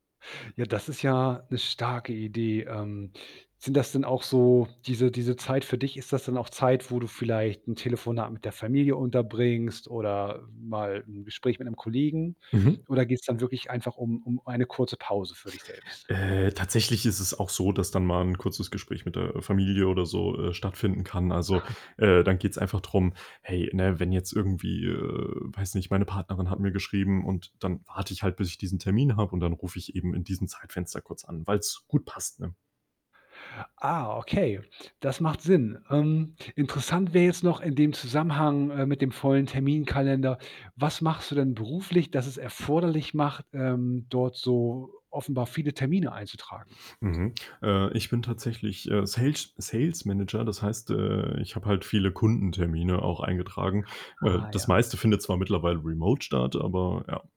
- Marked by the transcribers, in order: other background noise; chuckle; "Sales-" said as "Salesch"; in English: "remote"
- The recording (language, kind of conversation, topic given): German, podcast, Wie findest du trotz eines vollen Terminkalenders Zeit für dich?